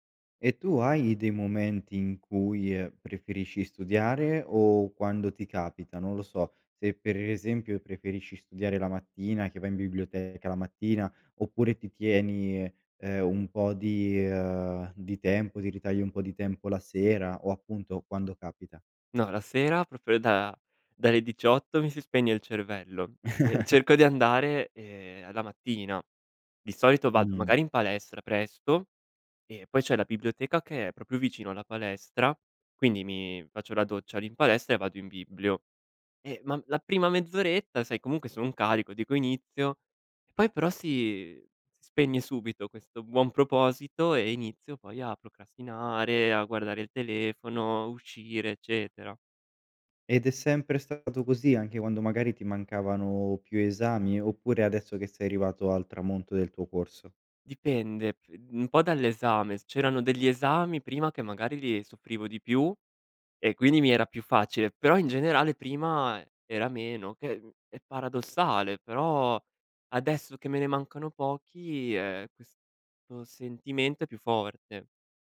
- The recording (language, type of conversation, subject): Italian, advice, Perché mi sento in colpa o in ansia quando non sono abbastanza produttivo?
- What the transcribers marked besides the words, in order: tapping; "proprio" said as "propio"; chuckle; "proprio" said as "propio"